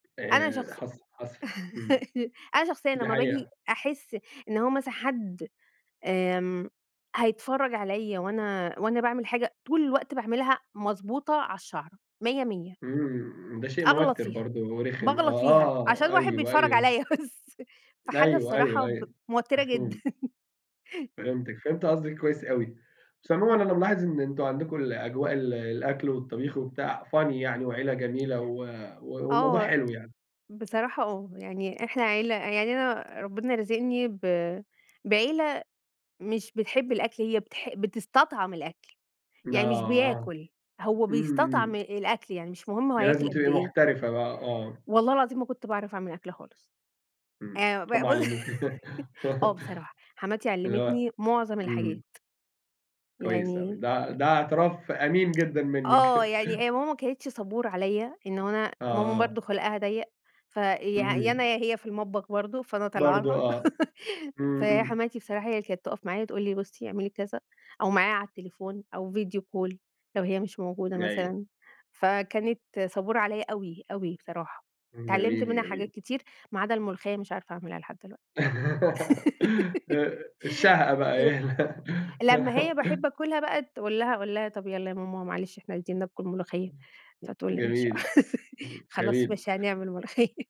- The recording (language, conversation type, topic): Arabic, podcast, إيه طقوسكم قبل ما تبدأوا تاكلوا سوا؟
- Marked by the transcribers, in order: laugh; laughing while speaking: "بس"; laughing while speaking: "جدًا"; tapping; in English: "funny"; chuckle; giggle; chuckle; laugh; in English: "video call"; laugh; giggle; laughing while speaking: "هي ال"; laugh; laugh; laughing while speaking: "ملوخية"